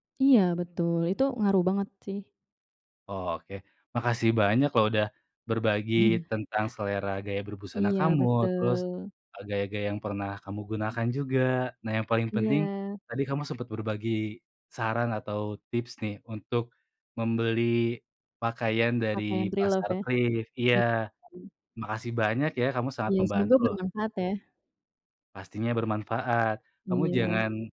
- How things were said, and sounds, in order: other background noise; in English: "thrift"; in English: "preloved"
- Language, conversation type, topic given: Indonesian, podcast, Bagaimana cara menemukan gaya yang paling cocok untuk diri Anda?